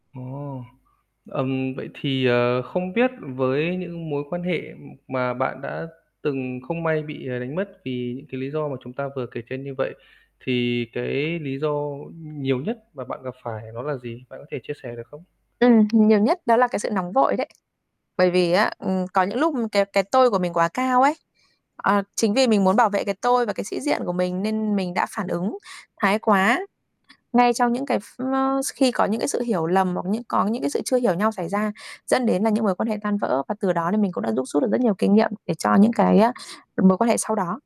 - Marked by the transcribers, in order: static; other noise; tapping; other background noise
- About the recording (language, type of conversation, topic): Vietnamese, podcast, Bạn xây dựng mối quan hệ mới thông qua giao tiếp như thế nào?
- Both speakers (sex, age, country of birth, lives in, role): female, 35-39, Vietnam, Vietnam, guest; male, 30-34, Vietnam, Vietnam, host